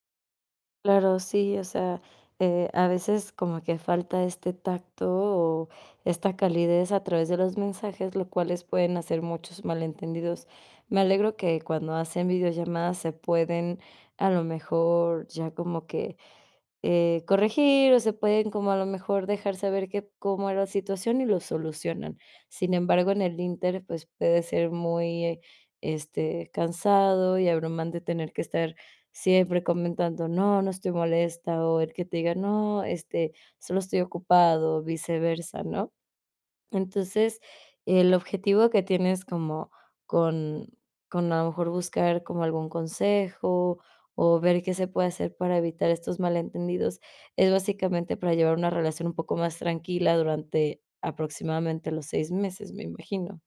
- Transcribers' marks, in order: none
- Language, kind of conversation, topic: Spanish, advice, ¿Cómo manejas los malentendidos que surgen por mensajes de texto o en redes sociales?